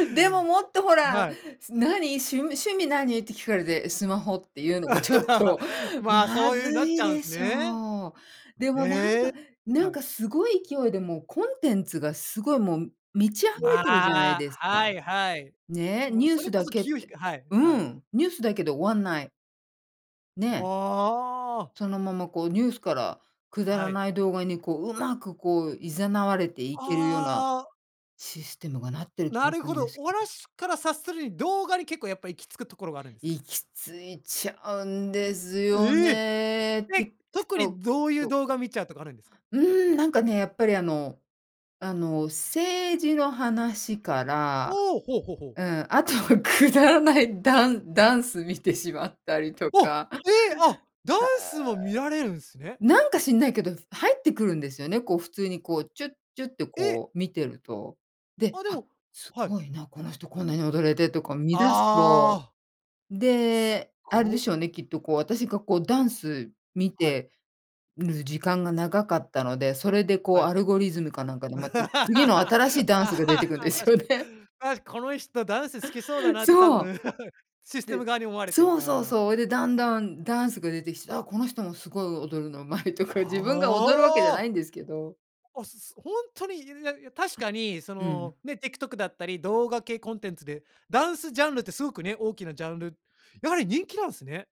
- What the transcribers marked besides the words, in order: laugh; laughing while speaking: "ちょっと"; other noise; laughing while speaking: "あとは、くだらないダン ダンス観てしまったりとか"; laugh; in English: "アルゴリズム"; laugh; laugh; other background noise
- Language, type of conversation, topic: Japanese, podcast, スマホと上手に付き合うために、普段どんな工夫をしていますか？